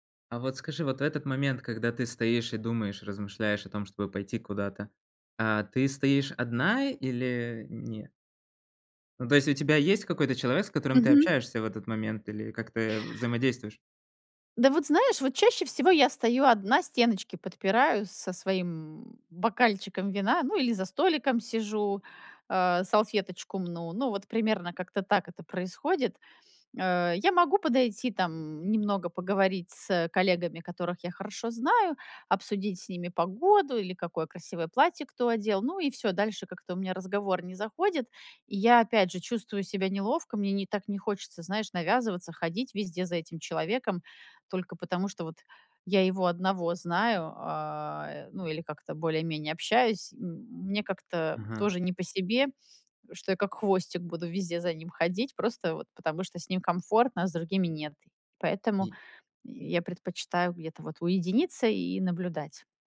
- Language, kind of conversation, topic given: Russian, advice, Как справиться с неловкостью на вечеринках и в разговорах?
- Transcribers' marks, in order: other noise